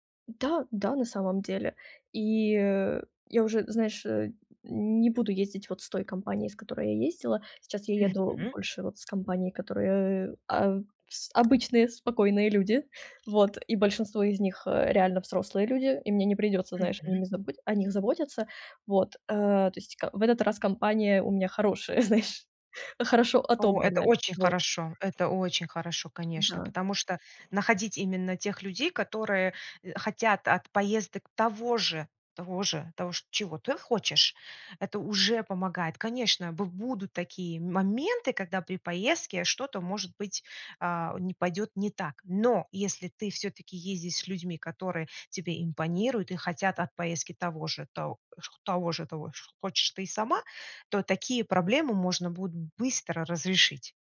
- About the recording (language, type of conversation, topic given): Russian, advice, Как справляться с неожиданными проблемами во время поездки, чтобы отдых не был испорчен?
- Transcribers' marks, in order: tapping; laughing while speaking: "знаешь"